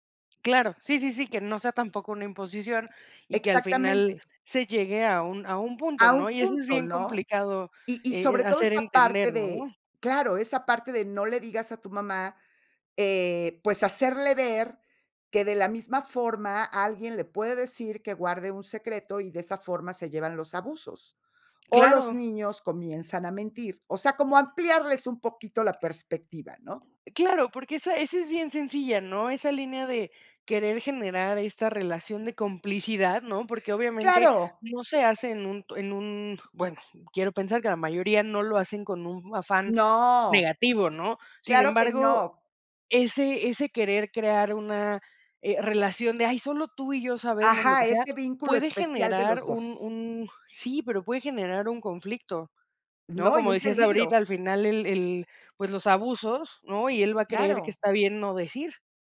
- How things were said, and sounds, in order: other background noise; tapping
- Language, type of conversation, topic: Spanish, podcast, ¿Cómo decides qué tradiciones seguir o dejar atrás?